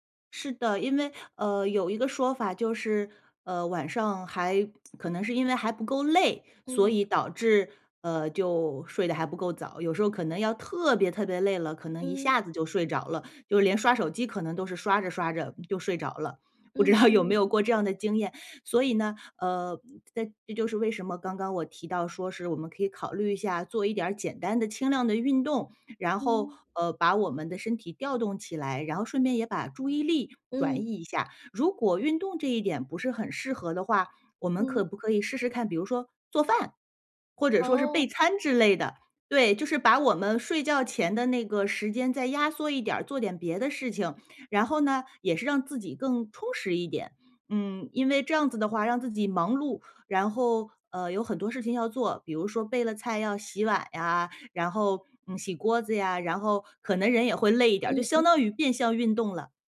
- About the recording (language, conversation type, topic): Chinese, advice, 睡前如何减少使用手机和其他屏幕的时间？
- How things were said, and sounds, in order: tsk; laughing while speaking: "不知道有没有过这样的经验？"